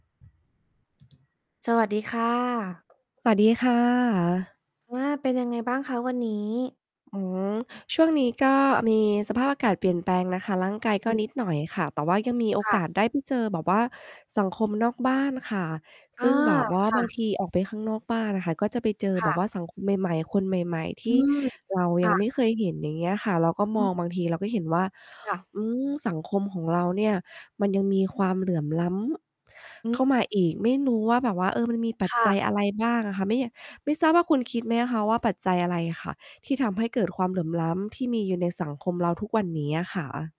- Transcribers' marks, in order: tapping; distorted speech; mechanical hum; other background noise
- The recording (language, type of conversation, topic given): Thai, unstructured, ทำไมความเหลื่อมล้ำในสังคมถึงยังคงมีอยู่จนถึงทุกวันนี้?